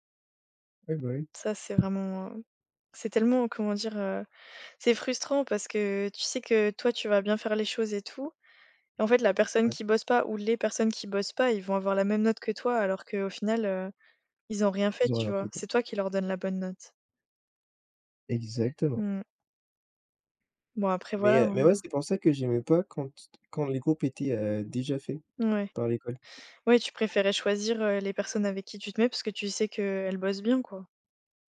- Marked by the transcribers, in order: tapping; stressed: "les"; other background noise
- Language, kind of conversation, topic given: French, unstructured, Comment trouves-tu l’équilibre entre travail et vie personnelle ?